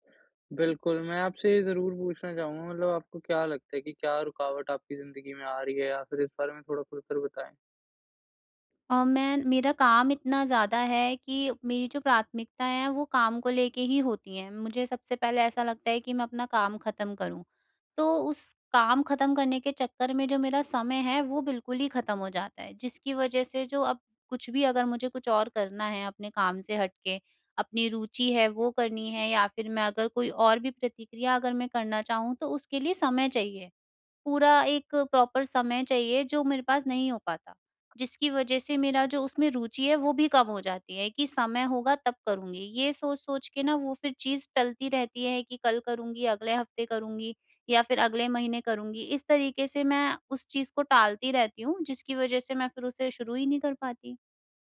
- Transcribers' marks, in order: in English: "प्रॉपर"
- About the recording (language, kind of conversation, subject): Hindi, advice, रोज़मर्रा की दिनचर्या में बदलाव करके नए विचार कैसे उत्पन्न कर सकता/सकती हूँ?